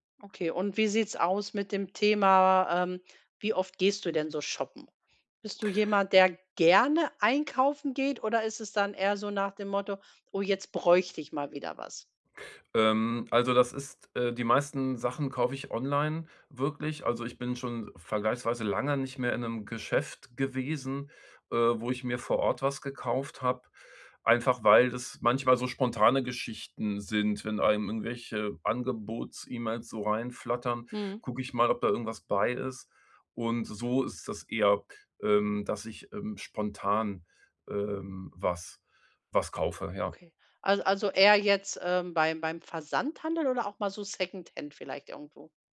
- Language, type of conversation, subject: German, podcast, Wie findest du deinen persönlichen Stil, der wirklich zu dir passt?
- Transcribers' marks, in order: stressed: "gerne"